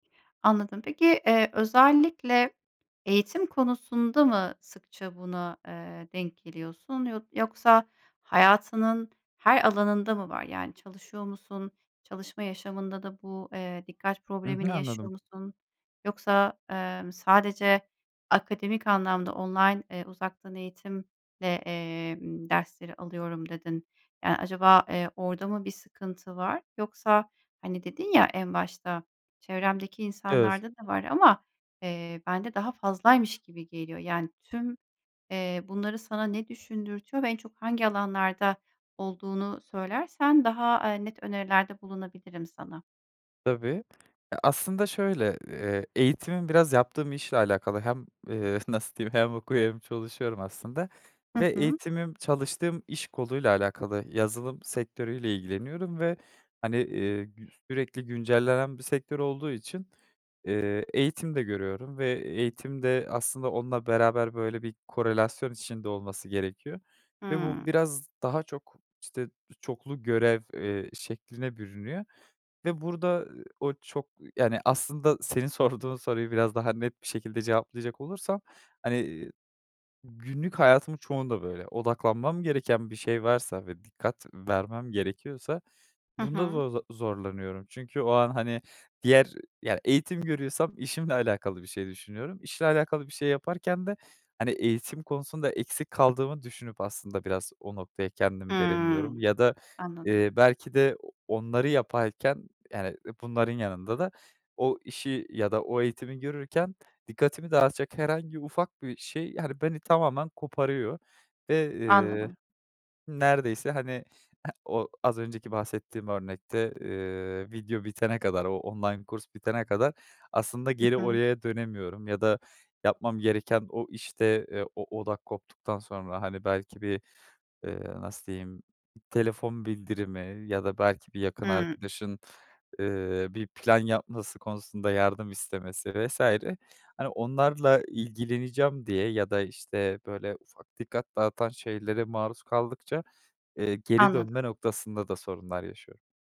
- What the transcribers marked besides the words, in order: tapping; other background noise
- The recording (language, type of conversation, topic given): Turkish, advice, Günlük yaşamda dikkat ve farkındalık eksikliği sizi nasıl etkiliyor?